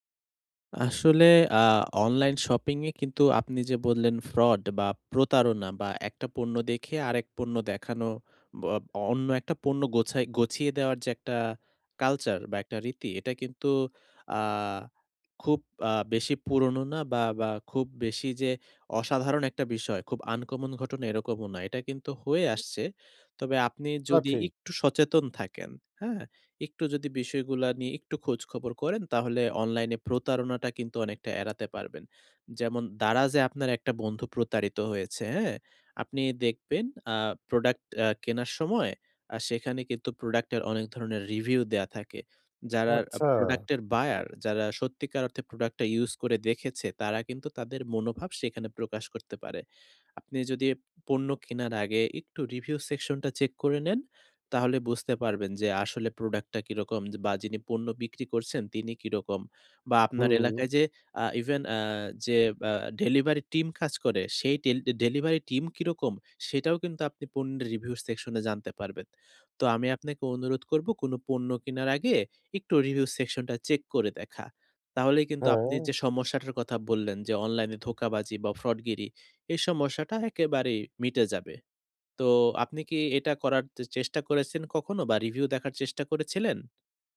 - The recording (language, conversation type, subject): Bengali, advice, শপিং করার সময় আমি কীভাবে সহজে সঠিক পণ্য খুঁজে নিতে পারি?
- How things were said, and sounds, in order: none